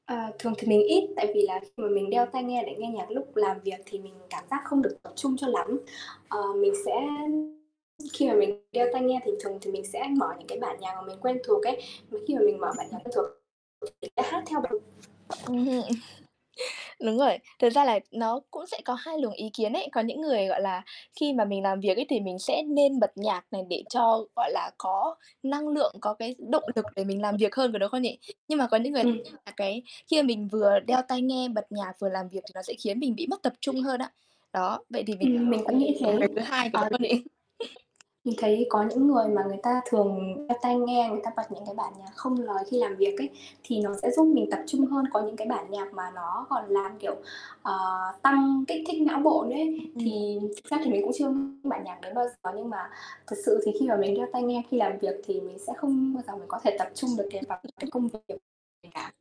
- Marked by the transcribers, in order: tapping; distorted speech; other background noise; laughing while speaking: "Ừm hưm"; unintelligible speech; unintelligible speech; static; chuckle; mechanical hum; unintelligible speech
- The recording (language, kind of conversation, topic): Vietnamese, unstructured, Bạn thích nghe nhạc bằng tai nghe hay loa ngoài hơn?